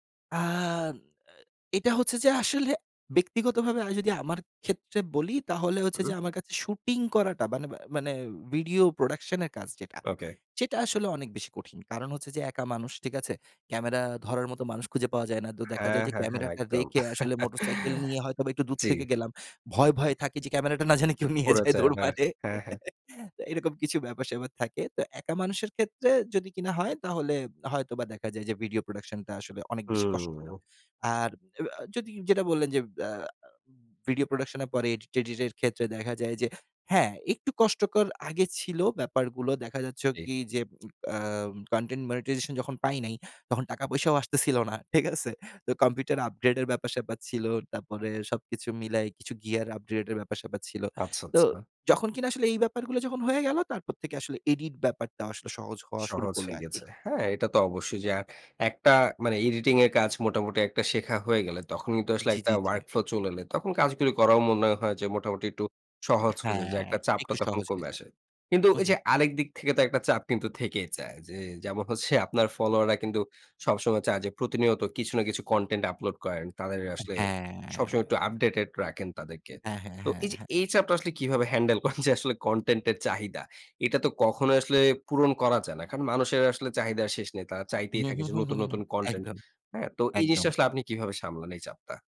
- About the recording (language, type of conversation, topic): Bengali, podcast, কনটেন্ট তৈরি করার সময় মানসিক চাপ কীভাবে সামলান?
- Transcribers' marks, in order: chuckle; laughing while speaking: "ক্যামেরাটা না জানি কেউ নিয়ে যায়, দৌড় মারে"; chuckle; lip smack; laughing while speaking: "ঠিক আছে?"; other background noise; laughing while speaking: "করেন যে আসলে"